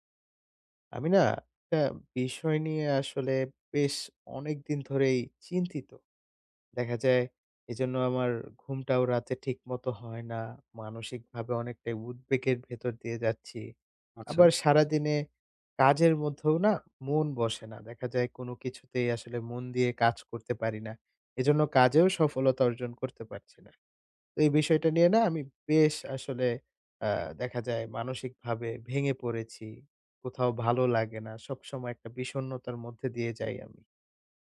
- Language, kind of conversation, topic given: Bengali, advice, রাতে ঘুম ঠিক রাখতে কতক্ষণ পর্যন্ত ফোনের পর্দা দেখা নিরাপদ?
- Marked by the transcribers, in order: tapping